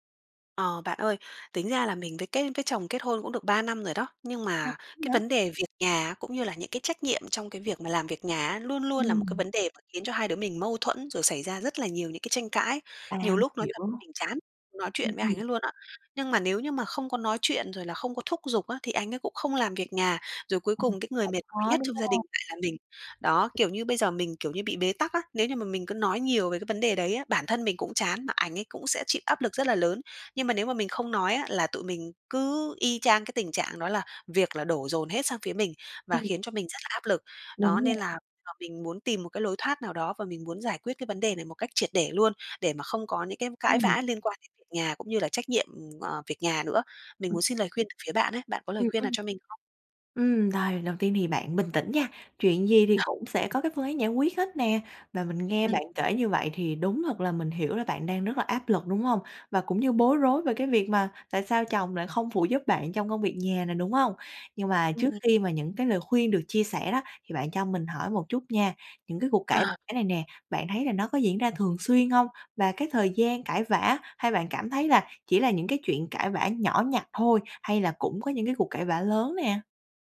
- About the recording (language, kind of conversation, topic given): Vietnamese, advice, Làm sao để chấm dứt những cuộc cãi vã lặp lại về việc nhà và phân chia trách nhiệm?
- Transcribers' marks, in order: tapping; other background noise